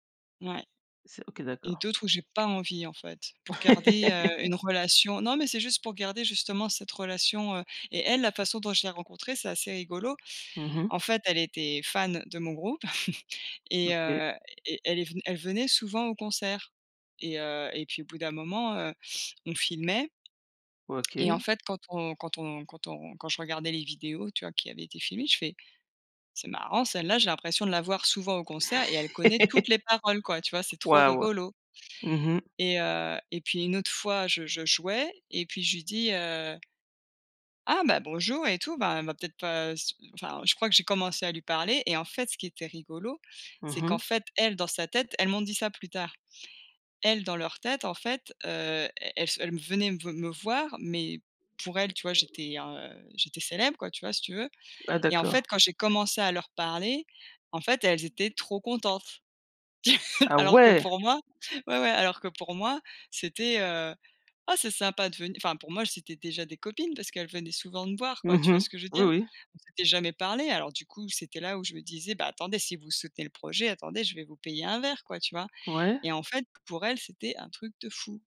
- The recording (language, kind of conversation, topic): French, unstructured, Comment as-tu rencontré ta meilleure amie ou ton meilleur ami ?
- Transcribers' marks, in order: laugh; chuckle; laugh; tapping; other background noise; chuckle